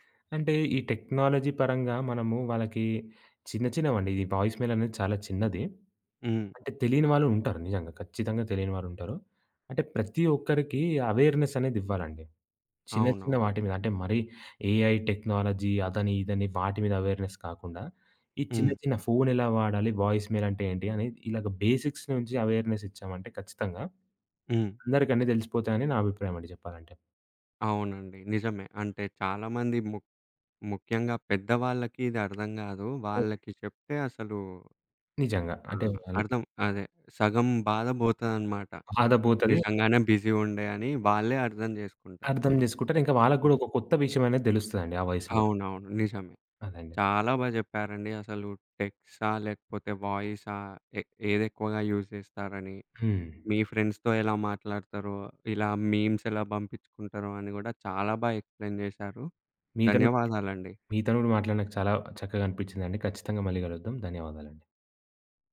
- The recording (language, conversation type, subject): Telugu, podcast, టెక్స్ట్ vs వాయిస్ — ఎప్పుడు ఏదాన్ని ఎంచుకుంటారు?
- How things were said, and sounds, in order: in English: "టెక్నాలజీ"; in English: "వాయిస్ మెయిల్"; in English: "ఎవేర్‌నెస్"; other background noise; in English: "ఏఐ టెక్నాలజీ"; in English: "ఎవేర్‌నెస్"; in English: "వాయిస్ మెయిల్"; in English: "బేసిక్స్"; in English: "ఎవేర్‌నెస్"; tapping; in English: "బిజీ"; in English: "యూజ్"; in English: "ఫ్రెండ్స్‌తో"; in English: "మీమ్స్"; in English: "ఎక్స్‌ప్లెయిన్"